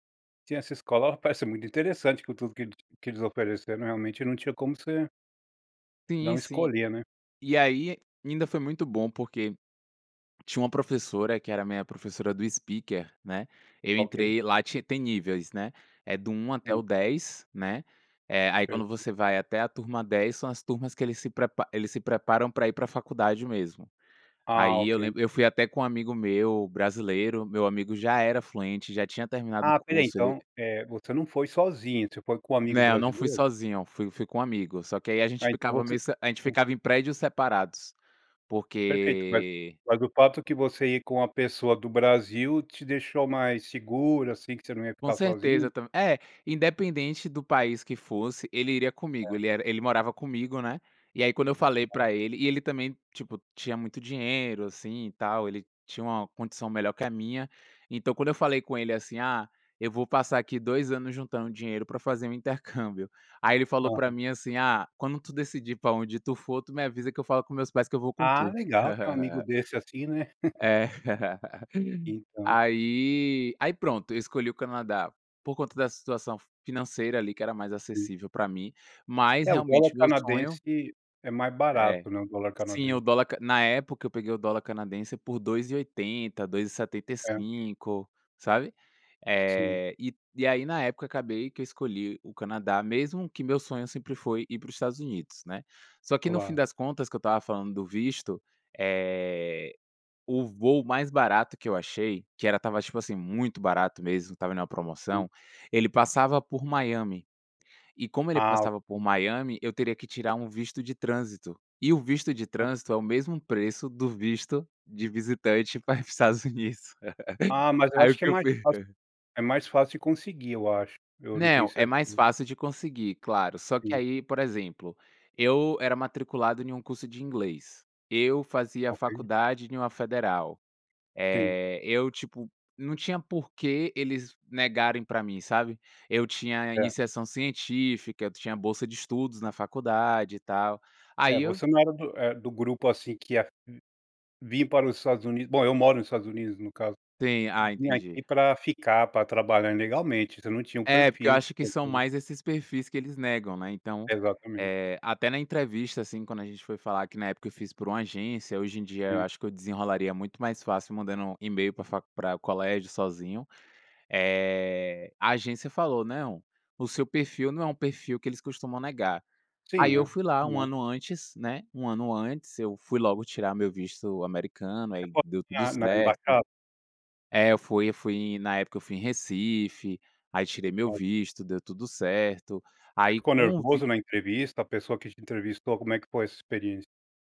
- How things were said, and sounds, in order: other background noise; tapping; in English: "speaker"; chuckle; laugh; laughing while speaking: "Estados Unidos"; laugh; unintelligible speech; unintelligible speech
- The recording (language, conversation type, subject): Portuguese, podcast, Como uma experiência de viagem mudou a sua forma de ver outra cultura?
- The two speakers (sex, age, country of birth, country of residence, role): male, 25-29, Brazil, France, guest; male, 40-44, United States, United States, host